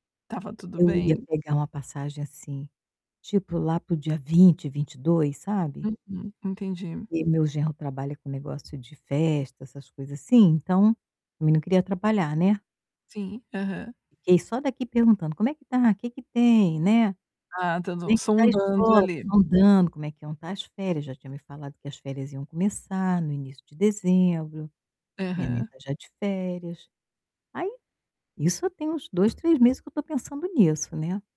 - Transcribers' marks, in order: static; tapping; unintelligible speech; distorted speech; other background noise
- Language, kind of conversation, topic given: Portuguese, advice, Como posso lidar com a ansiedade ao tomar decisões importantes com consequências incertas?